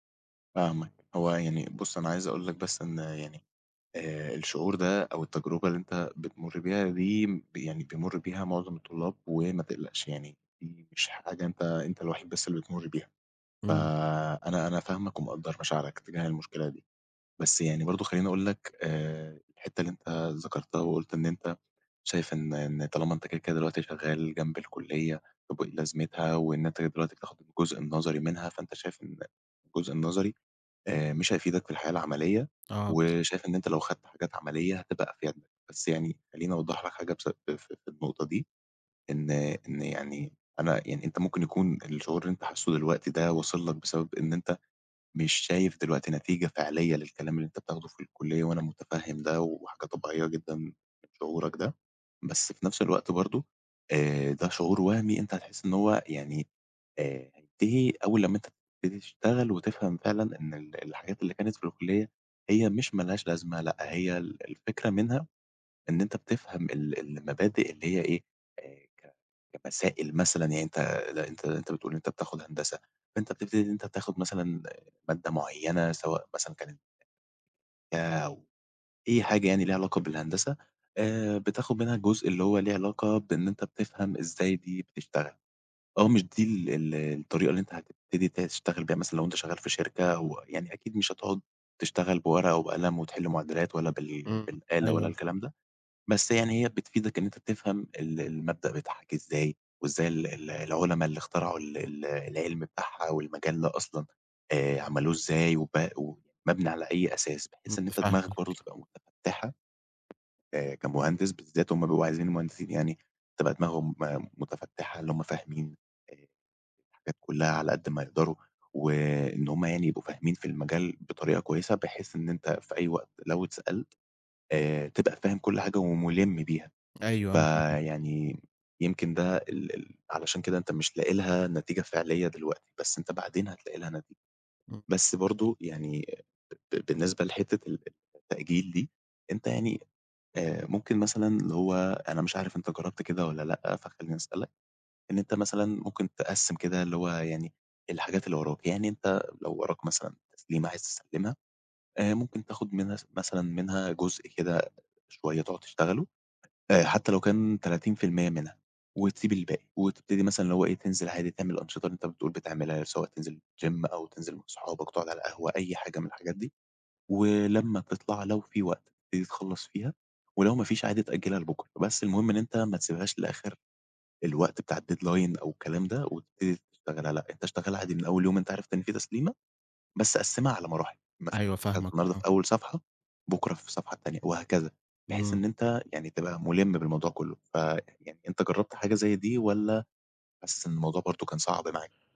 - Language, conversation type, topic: Arabic, advice, إزاي أبطل التسويف وأنا بشتغل على أهدافي المهمة؟
- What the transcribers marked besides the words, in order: tapping; unintelligible speech; in English: "gym"; in English: "الdeadline"